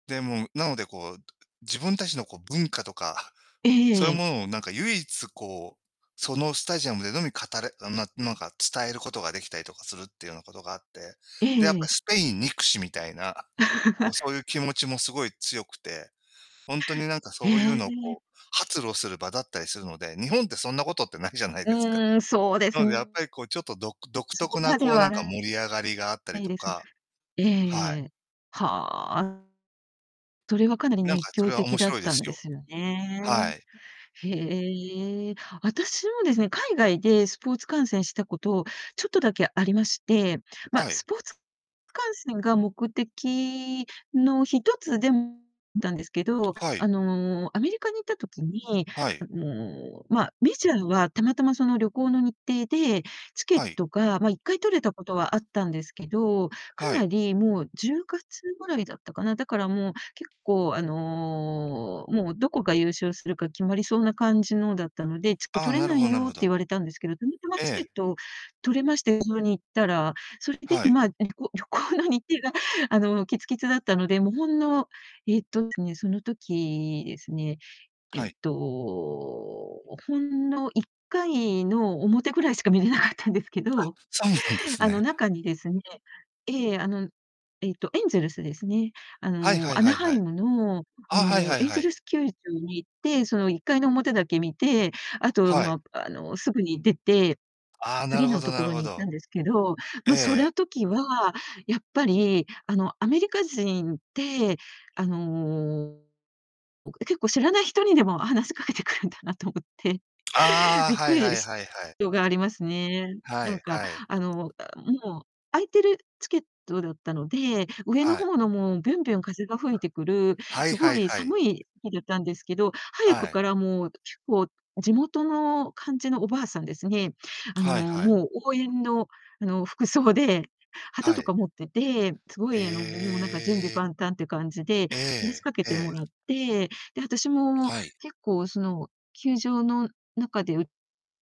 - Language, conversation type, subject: Japanese, unstructured, 好きなスポーツ観戦の思い出はありますか？
- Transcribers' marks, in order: distorted speech; laugh; unintelligible speech; laughing while speaking: "ないじゃないですか"; unintelligible speech; laughing while speaking: "旅行 旅行の日程が"; unintelligible speech; laughing while speaking: "見れなかったんですけど"; tapping; laughing while speaking: "くるんだなと思って"